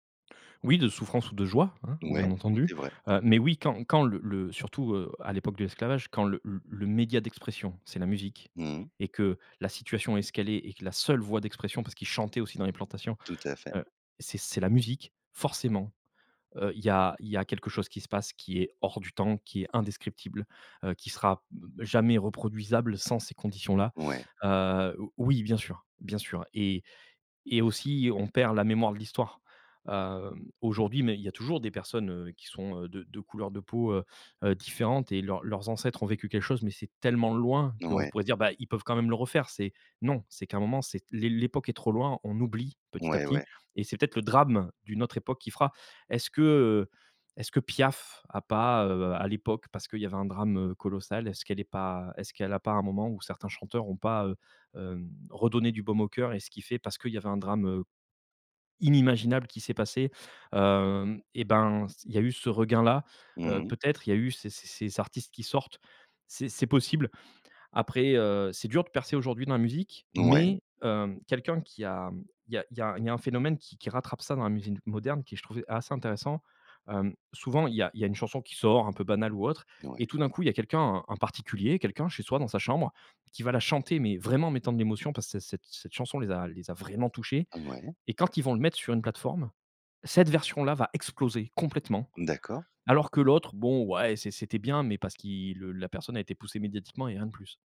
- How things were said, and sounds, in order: stressed: "joie"; stressed: "seule"; stressed: "drame"; stressed: "Piaf"; tapping; stressed: "vraiment"; stressed: "vraiment"; stressed: "exploser"
- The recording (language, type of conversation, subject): French, podcast, Quel album emmènerais-tu sur une île déserte ?